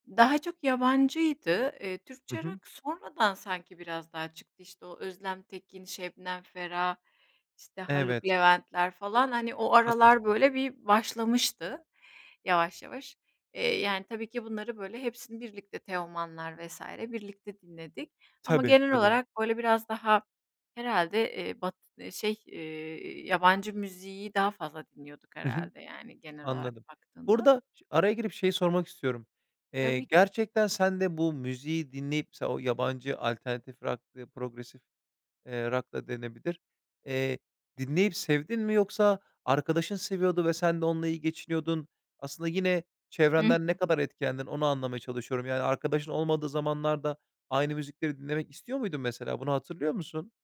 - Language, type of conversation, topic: Turkish, podcast, Çevreniz müzik tercihleriniz üzerinde ne kadar etkili oldu?
- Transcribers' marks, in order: other background noise; in French: "progressive"